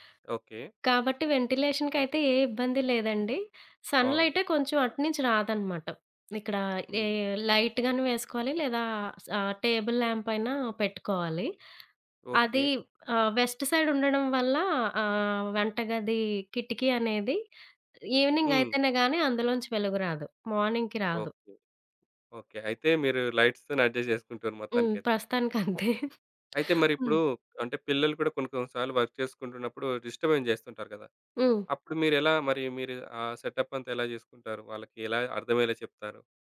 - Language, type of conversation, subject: Telugu, podcast, హోమ్ ఆఫీస్‌ను సౌకర్యవంతంగా ఎలా ఏర్పాటు చేయాలి?
- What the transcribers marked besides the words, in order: in English: "వెంటిలేషన్‌కి"; in English: "లైట్"; in English: "టేబుల్ ల్యాంప్"; tapping; in English: "వెస్ట్ సైడ్"; in English: "ఈవినింగ్"; in English: "మార్నింగ్‌కి"; in English: "లైట్స్"; in English: "అడ్జస్ట్"; chuckle; in English: "వర్క్"; in English: "డిస్టర్బెన్స్"; in English: "సెటప్"